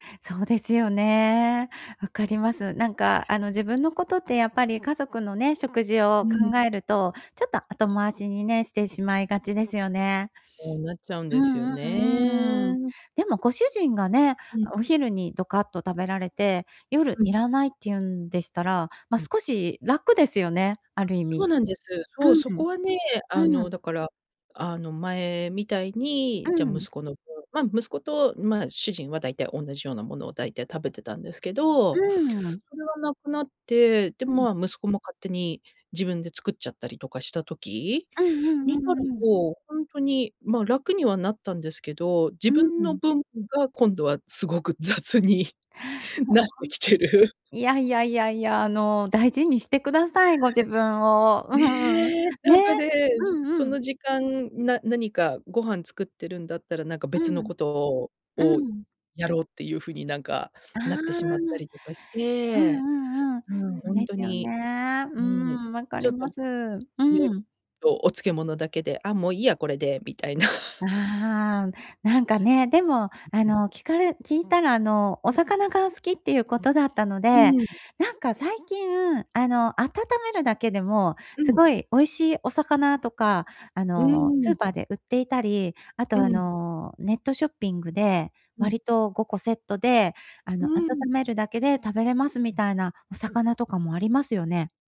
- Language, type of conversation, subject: Japanese, advice, 毎日の健康的な食事を習慣にするにはどうすればよいですか？
- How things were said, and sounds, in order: laughing while speaking: "すごく雑になってきてる"; unintelligible speech; unintelligible speech; laughing while speaking: "みたいな"